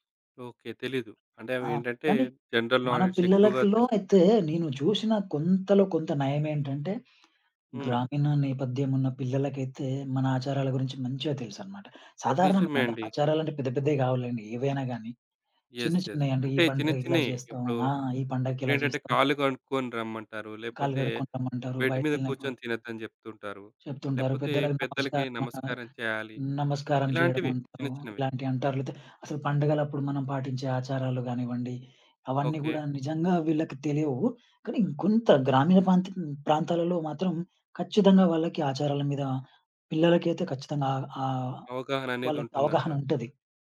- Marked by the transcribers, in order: other background noise; in English: "జనరల్ నాలెడ్జ్"; in English: "యెస్! యెస్!"; in English: "బెడ్"
- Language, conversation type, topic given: Telugu, podcast, నేటి యువతలో ఆచారాలు మారుతున్నాయా? మీ అనుభవం ఏంటి?